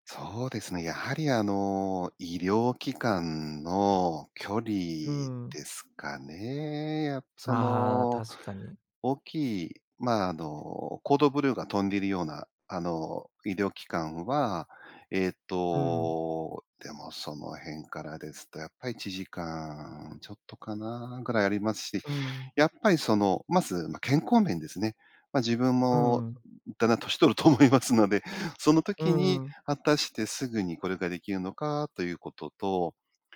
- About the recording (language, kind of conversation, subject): Japanese, advice, 都会を離れて地方へ移住するか迷っている理由や状況を教えてください？
- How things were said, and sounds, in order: laughing while speaking: "年取ると思いますので"